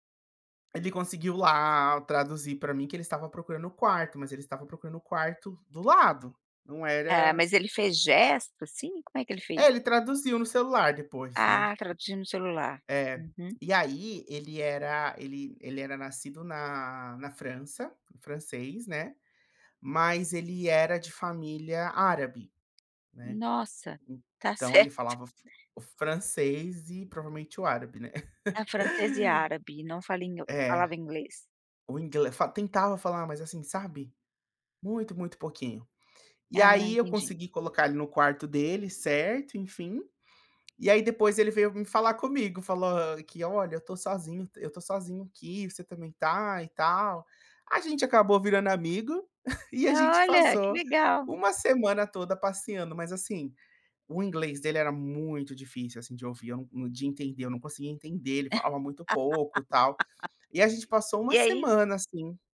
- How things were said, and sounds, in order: tapping; other background noise; laughing while speaking: "certo"; chuckle; chuckle; laugh
- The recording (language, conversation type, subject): Portuguese, podcast, Como foi conversar com alguém sem falar a mesma língua?